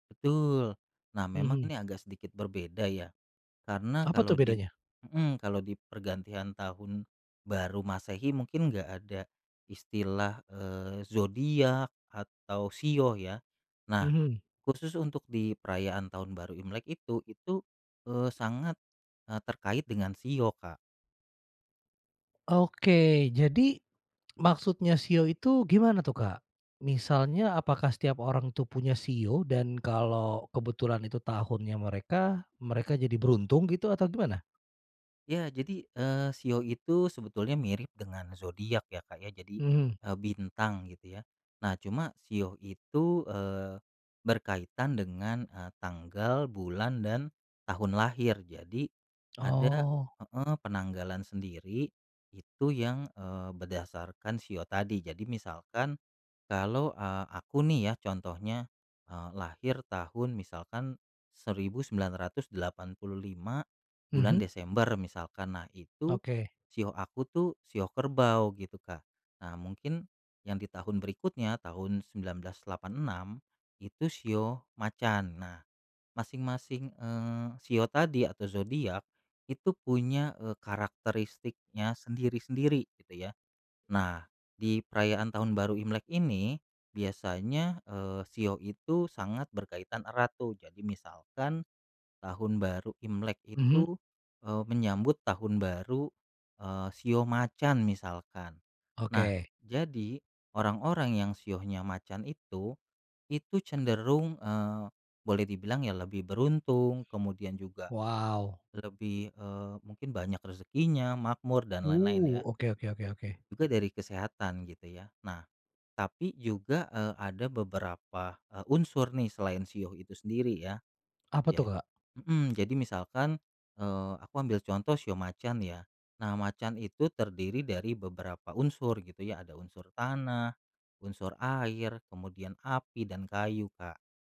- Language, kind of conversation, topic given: Indonesian, podcast, Ceritakan tradisi keluarga apa yang diwariskan dari generasi ke generasi dalam keluargamu?
- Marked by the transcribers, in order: other background noise; "shionya" said as "siohnya"